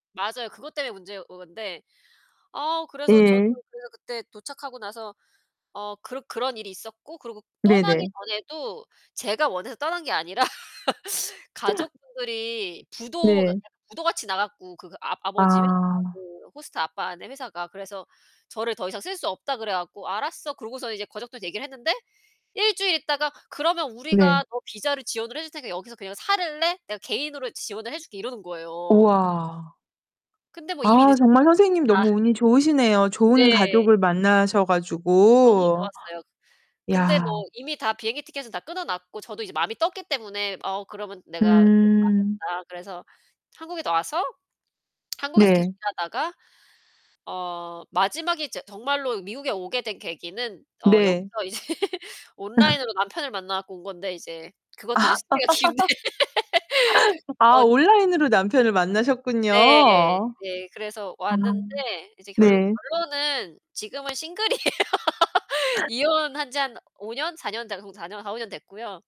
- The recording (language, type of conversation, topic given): Korean, unstructured, 처음으로 무언가에 도전했던 경험은 무엇인가요?
- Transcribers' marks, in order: distorted speech; laughing while speaking: "아니라"; unintelligible speech; gasp; unintelligible speech; static; laughing while speaking: "이제"; laugh; laugh; laughing while speaking: "긴데"; laugh; laughing while speaking: "싱글이에요"; laugh